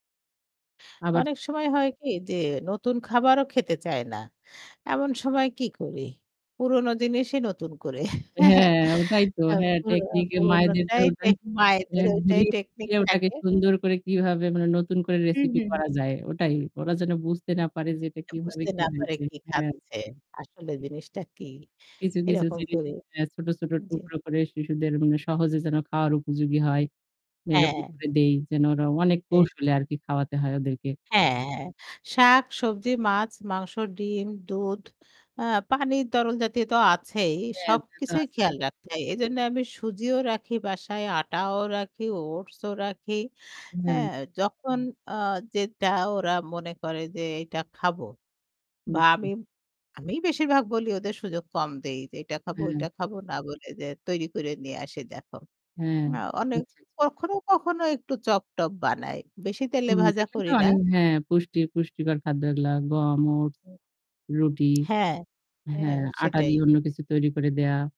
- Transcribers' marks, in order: static; chuckle; other background noise
- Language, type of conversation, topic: Bengali, unstructured, শিশুদের জন্য পুষ্টিকর খাবার কীভাবে তৈরি করবেন?